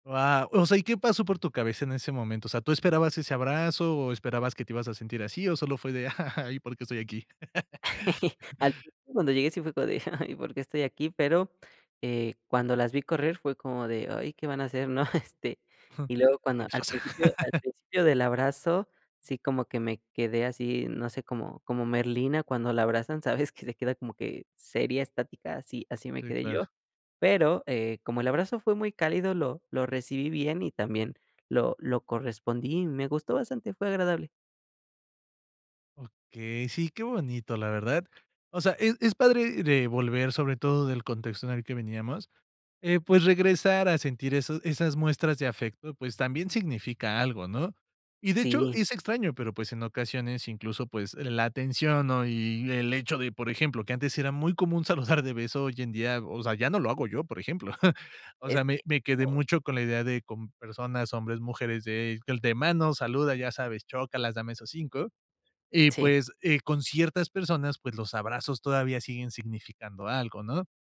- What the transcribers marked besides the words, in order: chuckle; laugh; chuckle; chuckle; laugh; chuckle
- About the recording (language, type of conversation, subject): Spanish, podcast, ¿Qué pesa más para ti: un me gusta o un abrazo?